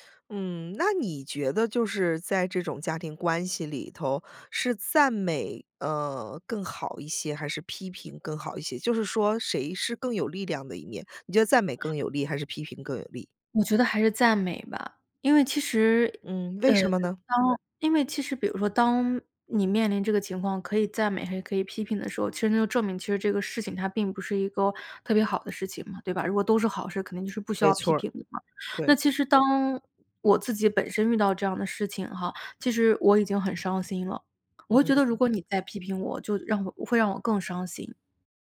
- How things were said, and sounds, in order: other background noise
- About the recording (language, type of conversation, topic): Chinese, podcast, 你家里平时是赞美多还是批评多？